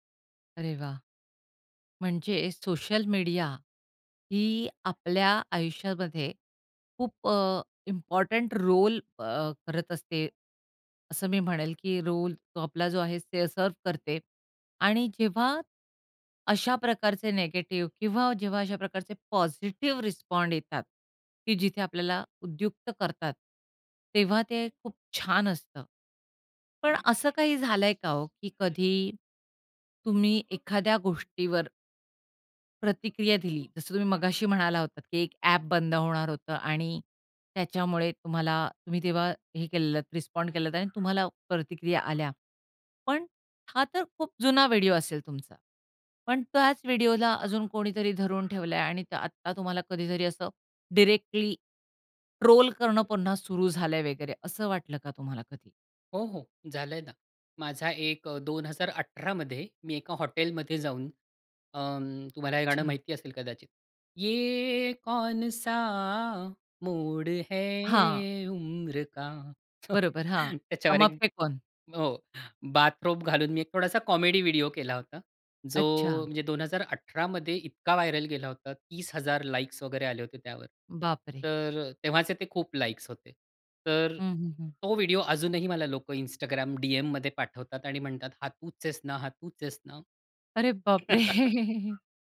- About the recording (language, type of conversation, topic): Marathi, podcast, प्रेक्षकांचा प्रतिसाद तुमच्या कामावर कसा परिणाम करतो?
- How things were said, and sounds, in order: in English: "इम्पॉर्टन्ट रोल"; in English: "रोल"; in English: "सर्व्ह"; in English: "रिस्पॉन्ड"; in English: "रिस्पॉन्ड"; tapping; other background noise; singing: "ये कौनसा मोड है उम्र का?"; in Hindi: "ये कौनसा मोड है उम्र का?"; chuckle; in English: "बाथरोब"; in English: "कॉमेडी"; in English: "व्हायरल"; laughing while speaking: "बापरे!"; chuckle